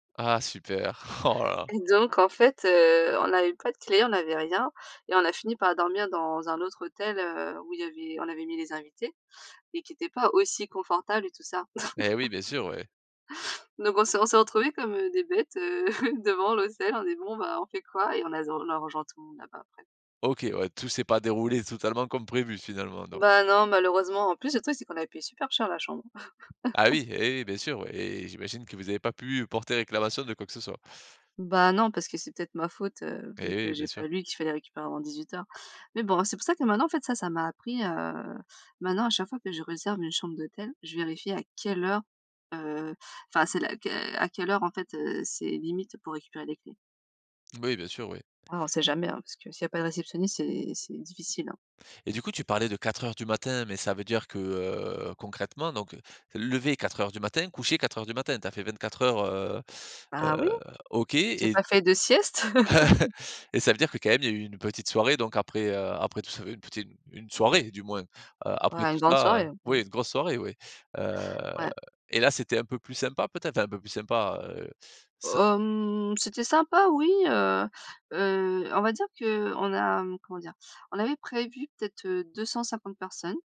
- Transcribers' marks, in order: exhale; other background noise; laugh; chuckle; chuckle; stressed: "oui"; laugh; drawn out: "Heu"
- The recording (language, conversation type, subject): French, podcast, Parle-nous de ton mariage ou d’une cérémonie importante : qu’est-ce qui t’a le plus marqué ?